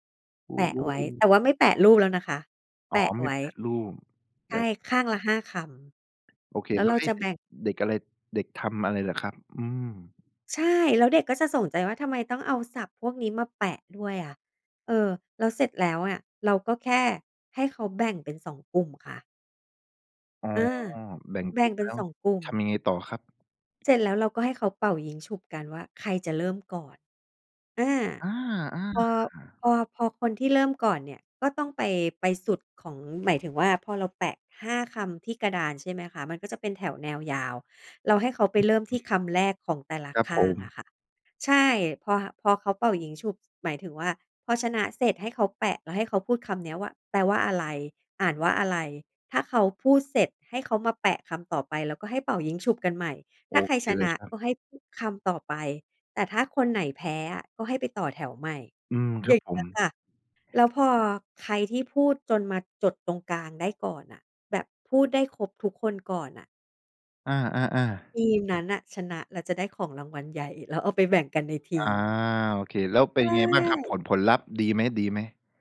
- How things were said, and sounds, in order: other background noise; tapping
- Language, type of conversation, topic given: Thai, podcast, คุณอยากให้เด็ก ๆ สนุกกับการเรียนได้อย่างไรบ้าง?